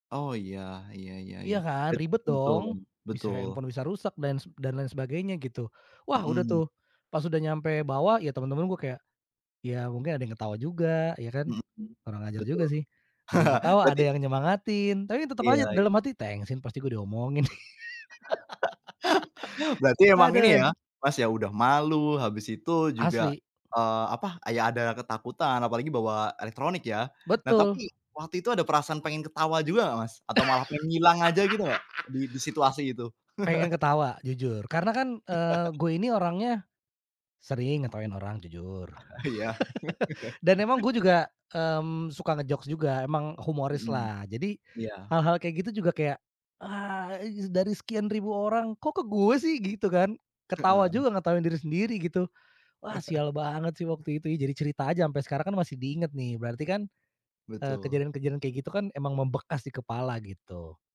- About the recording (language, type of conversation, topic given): Indonesian, podcast, Apa momen paling memalukan yang sekarang bisa kamu tertawakan?
- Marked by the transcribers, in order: laugh; laugh; laughing while speaking: "diomongin"; other background noise; laugh; chuckle; laugh; in English: "nge-jokes"; laugh; chuckle